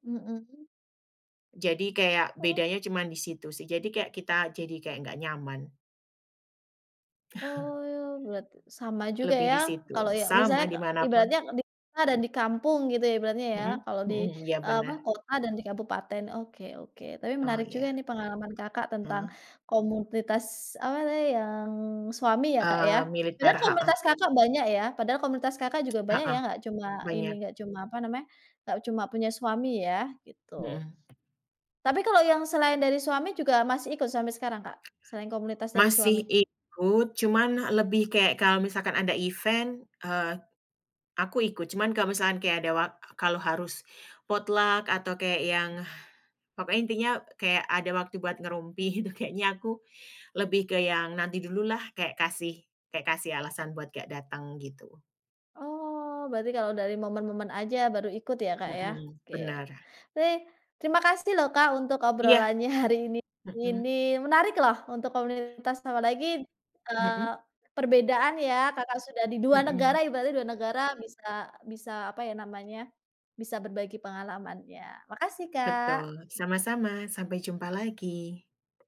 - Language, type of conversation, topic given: Indonesian, podcast, Tradisi komunitas apa di tempatmu yang paling kamu sukai?
- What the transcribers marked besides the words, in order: chuckle; other background noise; tsk; tapping; in English: "event"; in English: "potluck"